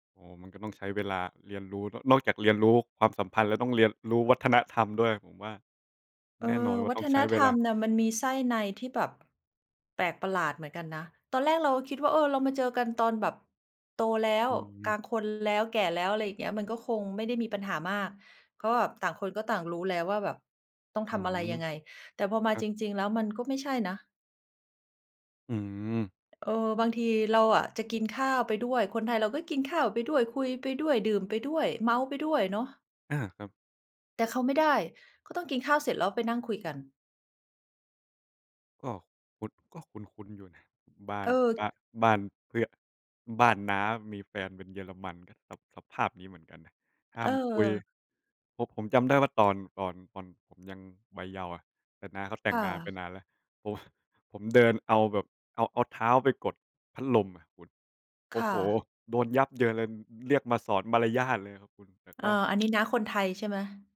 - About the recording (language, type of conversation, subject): Thai, unstructured, คุณคิดว่าการพูดความจริงแม้จะทำร้ายคนอื่นสำคัญไหม?
- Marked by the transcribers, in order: other background noise